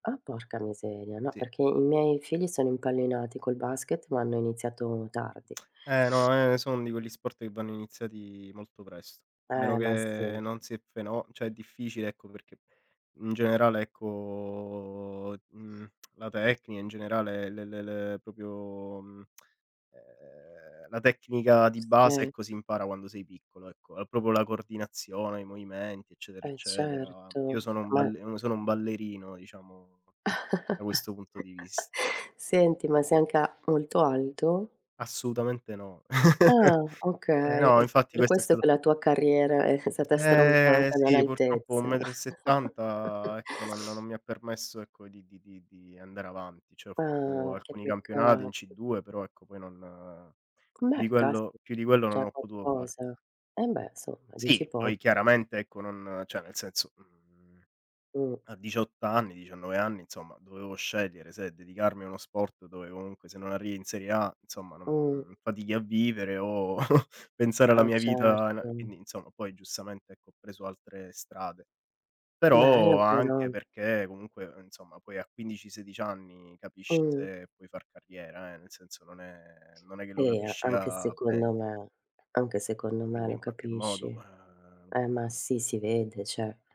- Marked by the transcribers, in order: drawn out: "iniziati"; "cioè" said as "ceh"; tapping; drawn out: "ecco"; other background noise; lip smack; drawn out: "popio"; "proprio" said as "popio"; "proprio" said as "propo"; chuckle; chuckle; drawn out: "Eh"; chuckle; "cioè" said as "ceh"; "insomma" said as "nsomma"; "cioè" said as "ceh"; "insomma" said as "inzomma"; "insomma" said as "inzomma"; chuckle; "insomma" said as "inzomma"; "insomma" said as "inzomma"; "cioè" said as "ceh"
- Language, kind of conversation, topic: Italian, unstructured, Qual è l’attività fisica ideale per te per rimanere in forma?